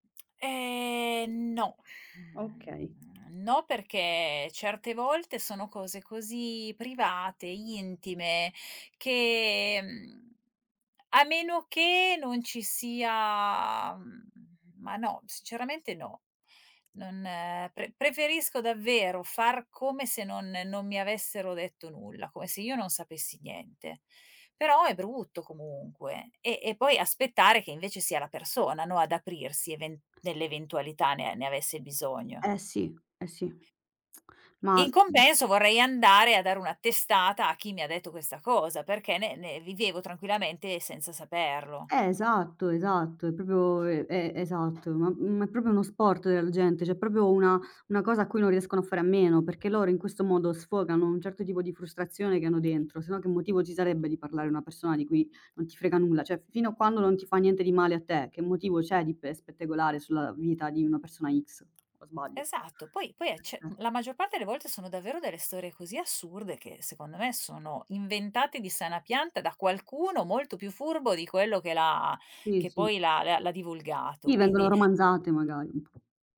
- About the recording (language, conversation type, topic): Italian, advice, Come posso gestire pettegolezzi e malintesi all’interno del gruppo?
- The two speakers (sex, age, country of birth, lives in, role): female, 25-29, Italy, Italy, advisor; female, 45-49, Italy, Italy, user
- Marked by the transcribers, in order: other background noise; drawn out: "Mhmm"; drawn out: "sia"; tapping; "proprio" said as "propio"; "proprio" said as "propio"; "cioè" said as "ceh"; "proprio" said as "propio"; "Cioè" said as "ceh"; "cioè" said as "ceh"; unintelligible speech; "Sì" said as "ì"; "Sì" said as "ì"